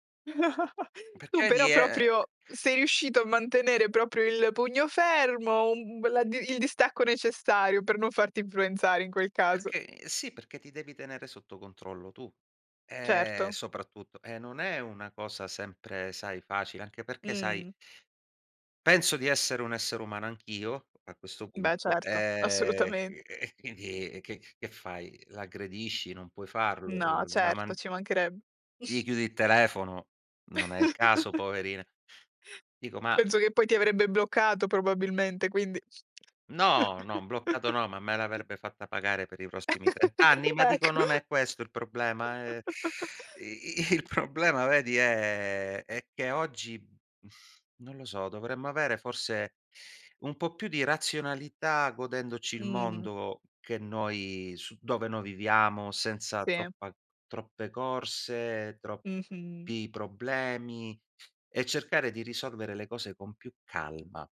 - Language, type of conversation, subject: Italian, podcast, Come tieni sotto controllo l’ansia nella vita di tutti i giorni?
- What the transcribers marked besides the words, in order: chuckle; other background noise; drawn out: "Eh"; chuckle; tapping; chuckle; laughing while speaking: "Ecco"; chuckle; laughing while speaking: "il problema"; sigh